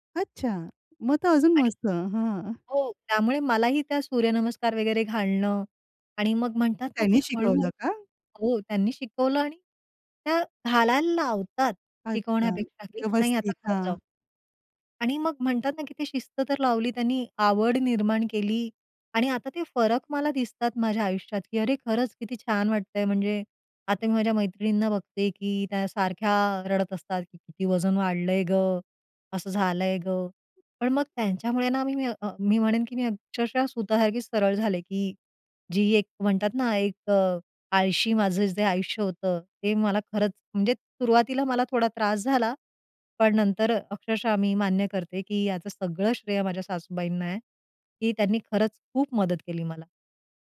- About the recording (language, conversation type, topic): Marathi, podcast, सकाळी तुमची दिनचर्या कशी असते?
- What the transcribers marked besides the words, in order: other noise